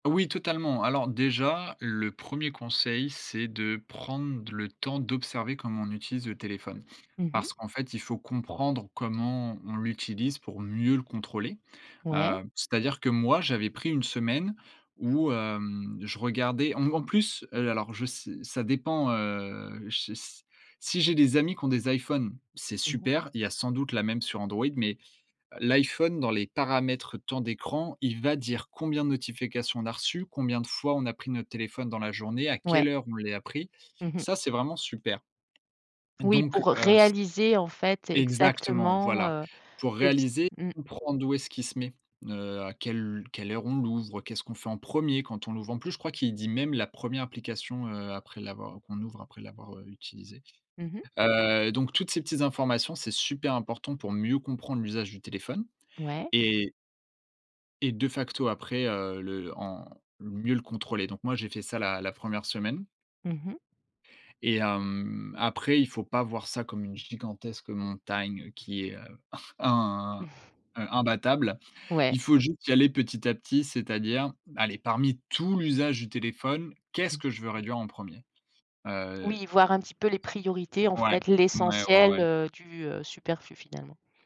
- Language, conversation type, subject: French, podcast, Comment te déconnectes-tu des écrans avant de dormir ?
- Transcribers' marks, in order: stressed: "mieux"; tapping; unintelligible speech; chuckle